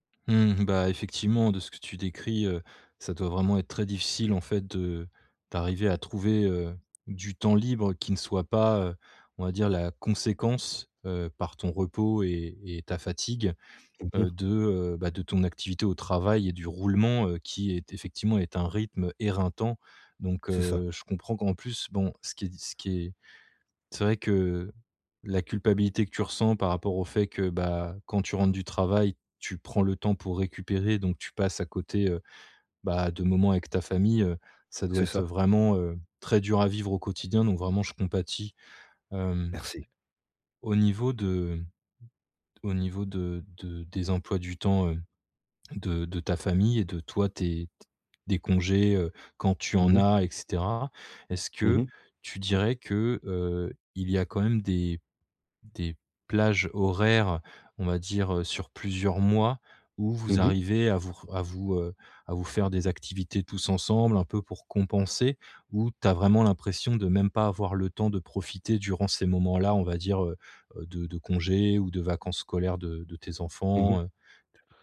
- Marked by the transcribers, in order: other background noise; stressed: "horaires"
- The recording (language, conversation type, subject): French, advice, Comment gérer la culpabilité liée au déséquilibre entre vie professionnelle et vie personnelle ?